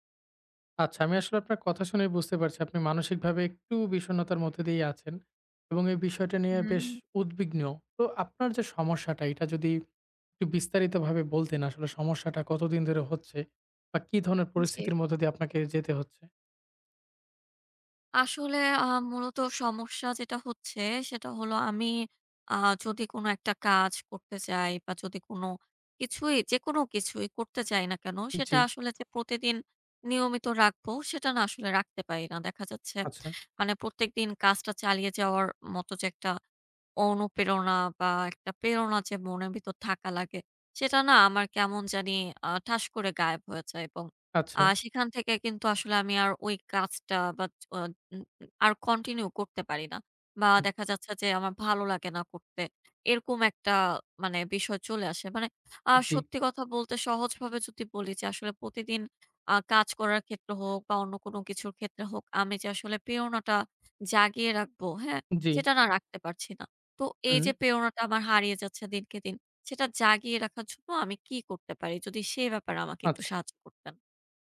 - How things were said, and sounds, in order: other background noise; tapping
- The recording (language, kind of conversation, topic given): Bengali, advice, প্রতিদিন সহজভাবে প্রেরণা জাগিয়ে রাখার জন্য কী কী দৈনন্দিন অভ্যাস গড়ে তুলতে পারি?